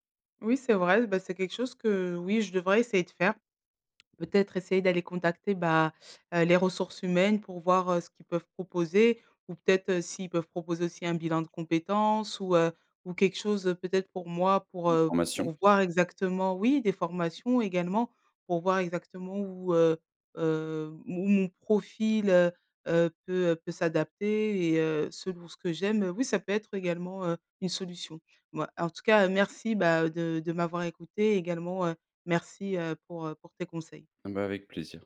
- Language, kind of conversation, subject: French, advice, Comment puis-je redonner du sens à mon travail au quotidien quand il me semble routinier ?
- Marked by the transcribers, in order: none